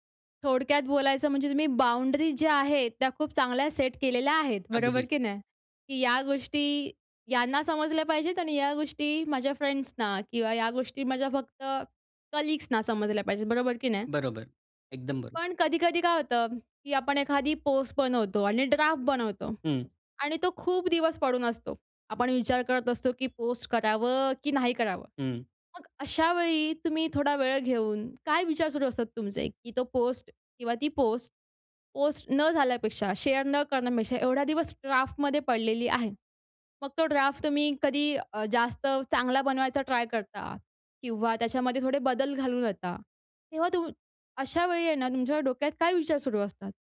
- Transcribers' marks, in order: in English: "फ्रेंड्सना"; in English: "कलीग्सना"; in English: "शेअर"
- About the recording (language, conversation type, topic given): Marathi, podcast, सोशल मीडियावर काय शेअर करावं आणि काय टाळावं, हे तुम्ही कसं ठरवता?